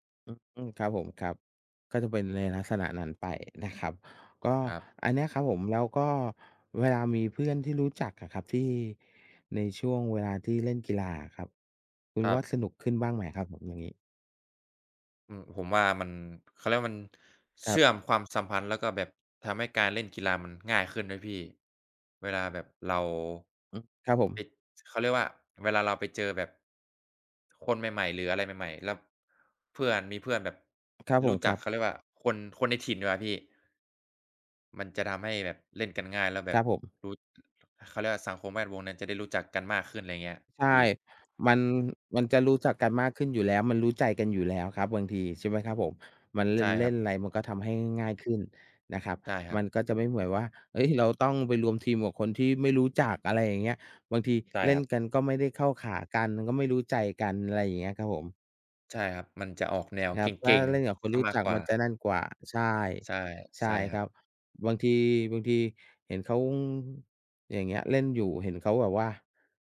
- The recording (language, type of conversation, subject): Thai, unstructured, คุณเคยมีประสบการณ์สนุกๆ ขณะเล่นกีฬาไหม?
- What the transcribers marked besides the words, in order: none